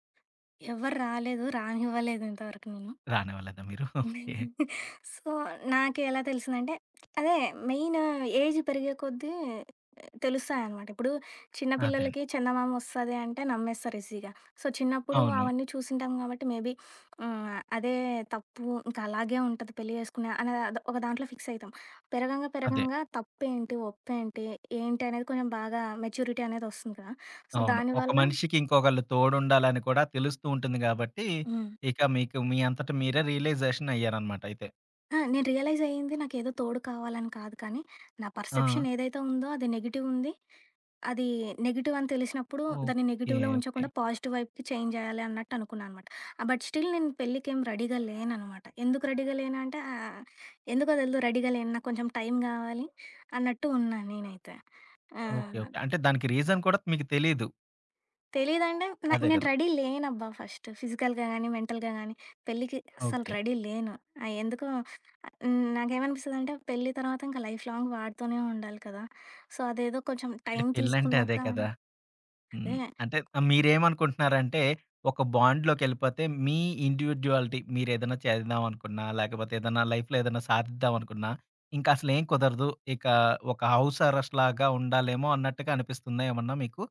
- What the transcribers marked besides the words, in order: other background noise; giggle; in English: "సో"; giggle; in English: "మెయిన్ ఏజ్"; in English: "ఈజీగా. సో"; in English: "మేబీ"; in English: "ఫిక్స్"; in English: "మెచ్యూరిటీ"; in English: "సో"; in English: "రియలైజేషన్"; in English: "రియలైజ్"; in English: "పర్సెప్షన్"; in English: "నెగెటివ్"; in English: "నెగటివ్"; in English: "నెగెటివ్‌లో"; in English: "పాజిటివ్"; in English: "చేంజ్"; in English: "బట్ స్టిల్"; in English: "రెడీగా"; in English: "రెడీగా"; in English: "రెడీగా"; in English: "రీజన్"; in English: "రెడీ"; in English: "ఫిజికల్‌గా"; in English: "మెంటల్‌గా"; in English: "రెడీ"; in English: "లైఫ్ లాంగ్"; in English: "సో"; in English: "బాండ్‌లోకెళ్ళిపోతే"; in English: "ఇండివిడ్యుయాలిటీ"; in English: "లైఫ్‌లో"; in English: "హౌస్ అరెస్ట్‌లాగా"
- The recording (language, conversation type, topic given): Telugu, podcast, వివాహం చేయాలా అనే నిర్ణయం మీరు ఎలా తీసుకుంటారు?